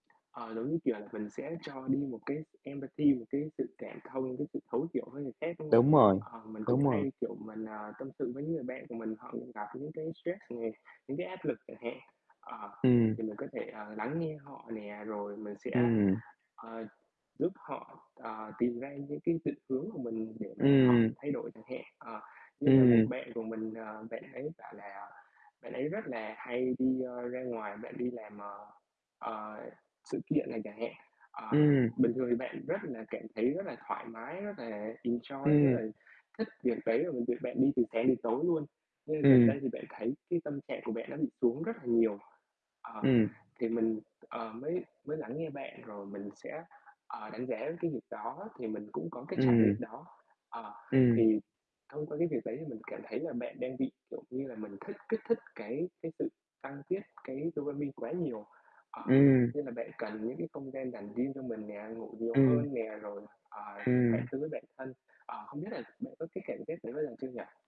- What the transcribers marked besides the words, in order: tapping; in English: "empathy"; in English: "enjoy"; in English: "dopamine"
- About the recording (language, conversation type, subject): Vietnamese, unstructured, Sự tha thứ có thể thay đổi mối quan hệ giữa con người với nhau như thế nào?